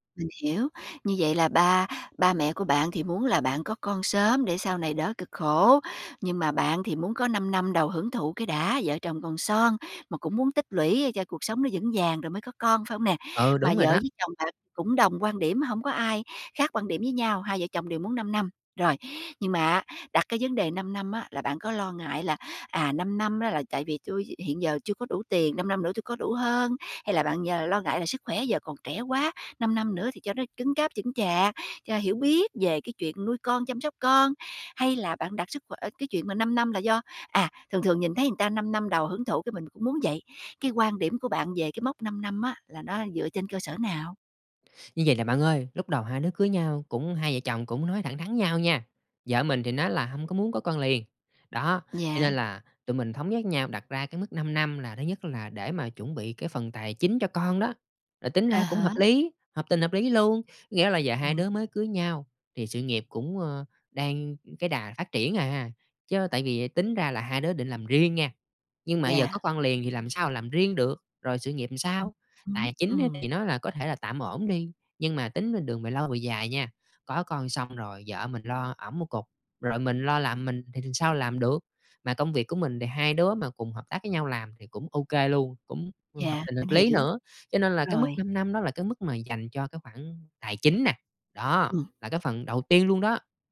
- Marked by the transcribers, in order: other background noise
- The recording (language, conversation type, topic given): Vietnamese, advice, Bạn cảm thấy thế nào khi bị áp lực phải có con sau khi kết hôn?